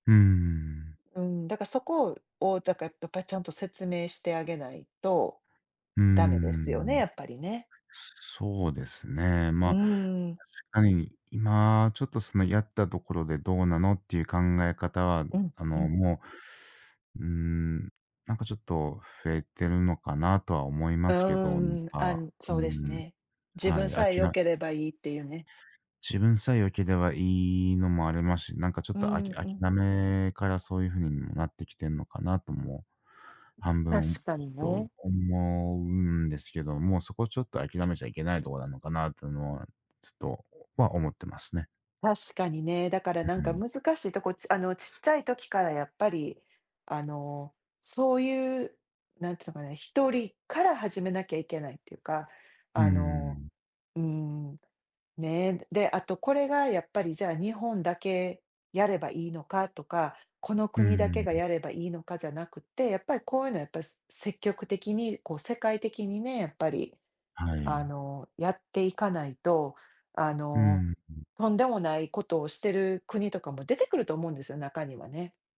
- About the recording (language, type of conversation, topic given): Japanese, unstructured, 最近の気候変動に関するニュースについて、どう思いますか？
- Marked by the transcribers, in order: other background noise; tapping